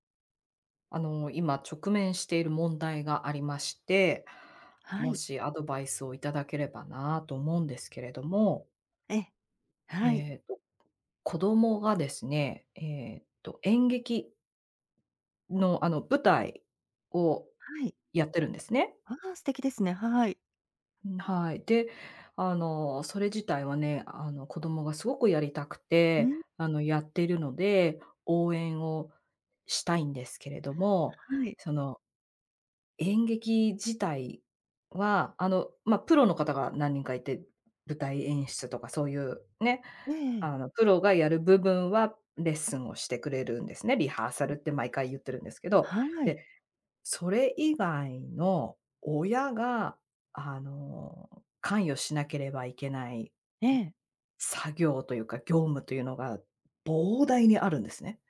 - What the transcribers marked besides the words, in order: other noise; tapping
- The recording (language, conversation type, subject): Japanese, advice, チーム内で業務量を公平に配分するために、どのように話し合えばよいですか？